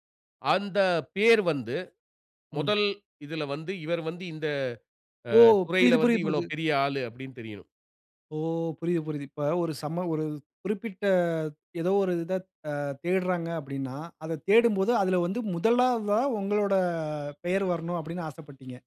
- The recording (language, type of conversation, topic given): Tamil, podcast, நீண்டகால தொழில் இலக்கு என்ன?
- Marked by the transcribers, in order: none